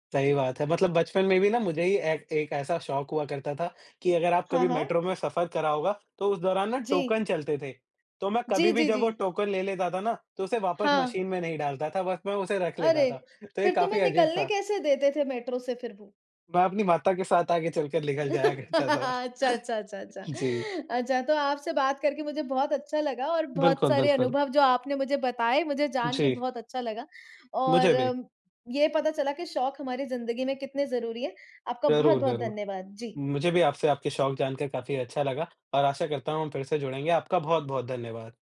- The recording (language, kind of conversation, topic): Hindi, unstructured, आपका पसंदीदा शौक क्या है और क्यों?
- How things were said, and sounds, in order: laugh; "निकल" said as "लिकल"; laughing while speaking: "करता था"; chuckle